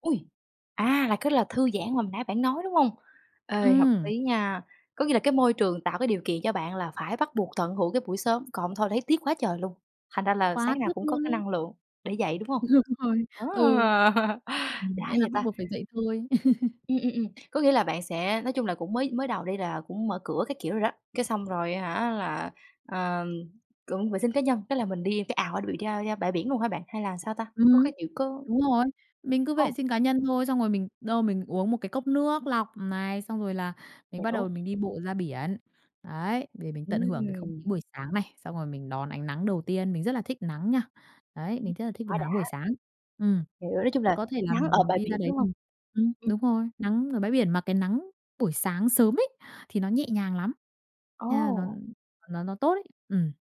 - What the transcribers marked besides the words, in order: laughing while speaking: "Đúng rồi"; other background noise; tapping; laughing while speaking: "À"; laugh
- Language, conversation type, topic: Vietnamese, podcast, Buổi sáng ở nhà, bạn thường có những thói quen gì?